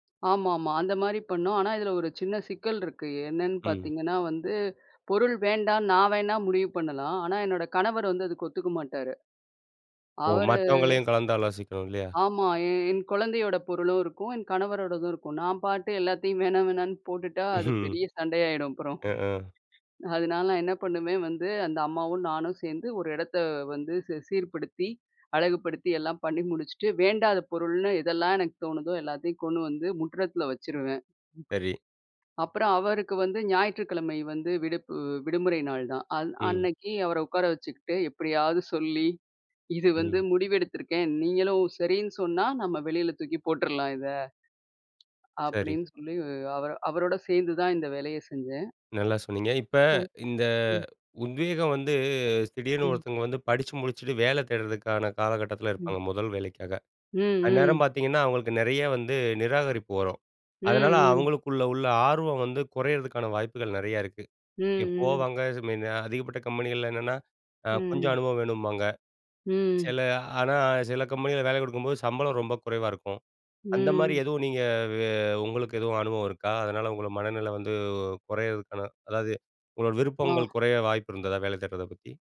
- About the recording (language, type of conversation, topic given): Tamil, podcast, உத்வேகம் இல்லாதபோது நீங்கள் உங்களை எப்படி ஊக்கப்படுத்திக் கொள்வீர்கள்?
- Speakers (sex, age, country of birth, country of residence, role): female, 45-49, India, India, guest; male, 40-44, India, India, host
- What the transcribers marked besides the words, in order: drawn out: "அவரு"; laughing while speaking: "எல்லாத்தையும் வேணா வேணான்னு போட்டுட்டா அது … என்ன பண்ணுவேன் வந்து"; laugh; laughing while speaking: "அ. அ"; bird; laughing while speaking: "எப்படியாது சொல்லி இது வந்து முடிவெடுத்திருக்கேன் … தூக்கி போட்டுறலாம் இத"; other background noise; unintelligible speech; drawn out: "இந்த"; drawn out: "வந்து"